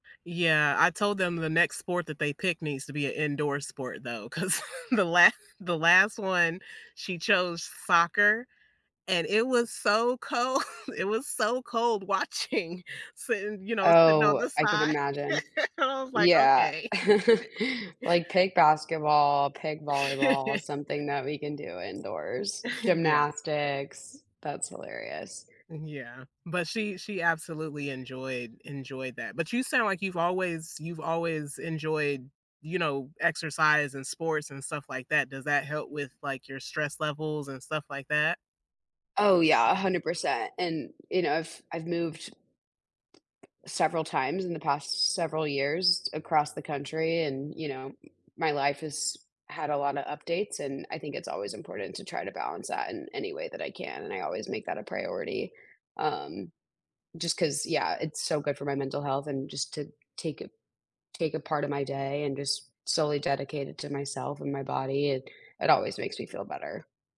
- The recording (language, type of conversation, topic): English, unstructured, What strategies help you stay active when life gets hectic?
- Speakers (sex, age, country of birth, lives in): female, 25-29, United States, United States; female, 35-39, United States, United States
- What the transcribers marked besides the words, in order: laughing while speaking: "'cause"; laughing while speaking: "cold"; laughing while speaking: "watching"; laugh; laugh; laugh; tapping; other noise